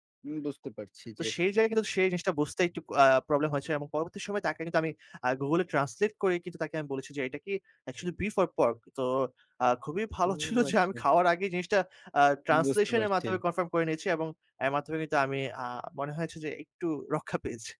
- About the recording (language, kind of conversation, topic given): Bengali, podcast, বিদেশে কারও সঙ্গে ভাষার মিল না থাকলেও আপনি কীভাবে যোগাযোগ করেছিলেন?
- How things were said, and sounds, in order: none